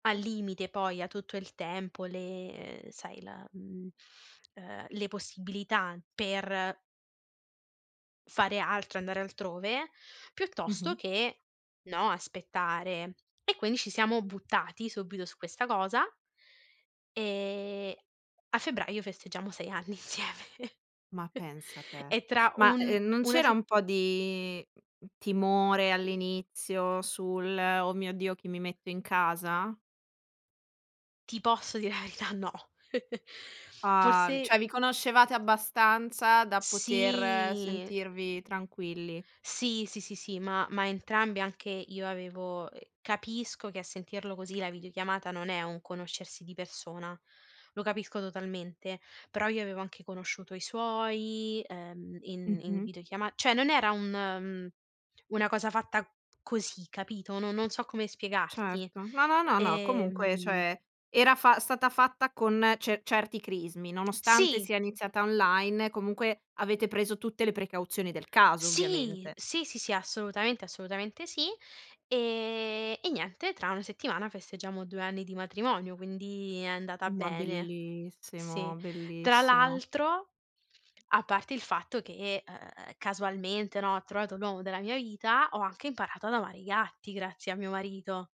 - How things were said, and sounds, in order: laughing while speaking: "anni insieme"; chuckle; laughing while speaking: "dire la verità?"; chuckle; "Cioè" said as "ceh"; drawn out: "Sì"; other background noise; "cioè" said as "ceh"
- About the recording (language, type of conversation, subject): Italian, podcast, Qual è stato un incontro casuale che ti ha cambiato la vita?